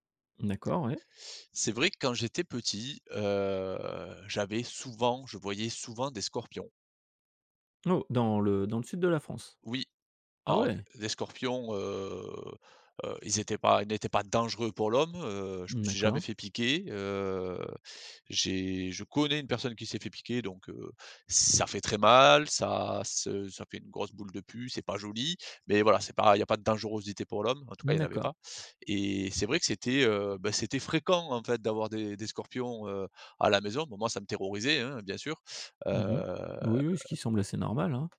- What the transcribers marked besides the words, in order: drawn out: "heu"; stressed: "dangereux"; drawn out: "Heu"; tapping
- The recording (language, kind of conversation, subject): French, podcast, Que penses-tu des saisons qui changent à cause du changement climatique ?